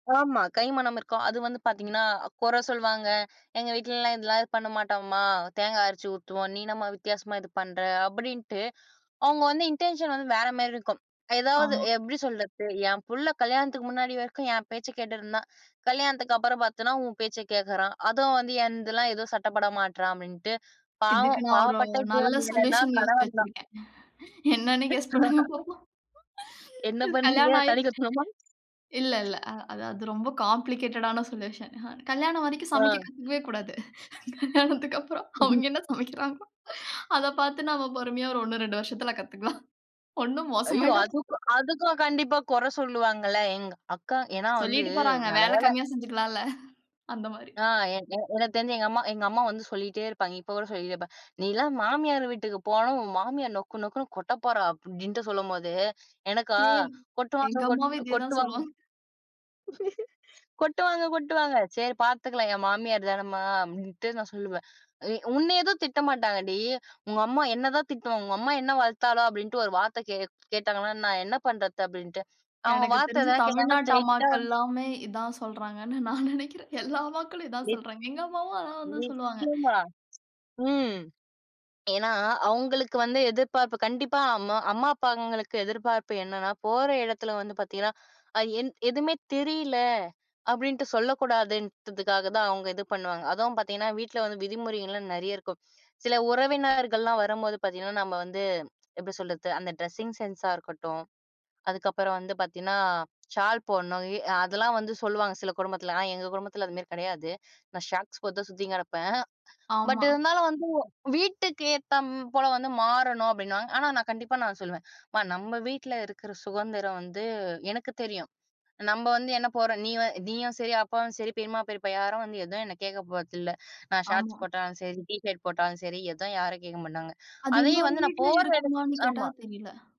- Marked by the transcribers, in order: in English: "இன்டென்ஷன்"; in English: "சொலுஷன்"; other noise; laughing while speaking: "என்னன்னு கெஸ் பண்ணுங்க பாப்பாம்"; laugh; in English: "கெஸ்"; in English: "காம்ப்ளிகேட்டடான சொலுஷன்"; laughing while speaking: "கல்யாணத்துக்கு அப்புறம், அவங்க என்ன சமைக்கிறாங்களோ!"; chuckle; laughing while speaking: "கத்துக்கலாம். ஒண்ணும் மோசமாயிடாது"; other background noise; laugh; in English: "ஸ்ட்ரெயிட்டா"; laughing while speaking: "நான் நினைக்கிறேன். எல்லா அம்மாக்களும் இதான் சொல்றாங்க"; unintelligible speech; in English: "ட்ரெஸ்ஸிங் சென்ஸா"; in English: "ஷார்ட்ஸ்"
- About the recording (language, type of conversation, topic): Tamil, podcast, காதல் அல்லது நட்பு உறவுகளில் வீட்டிற்கான விதிகள் என்னென்ன?